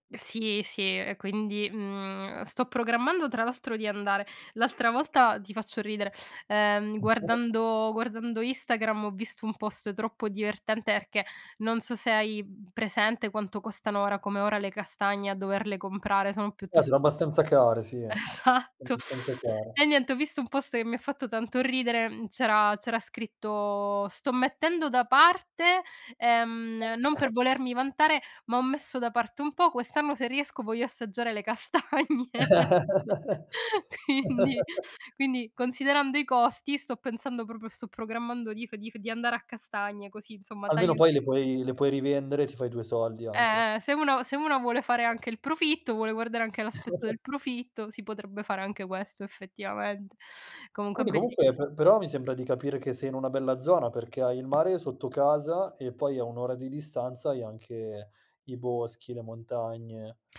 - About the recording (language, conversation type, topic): Italian, podcast, Perché ti piace fare escursioni o camminare in natura?
- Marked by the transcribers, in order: chuckle; "perché" said as "erchè"; laughing while speaking: "esatto"; other background noise; chuckle; laughing while speaking: "castagne. Quindi"; laugh; chuckle; tapping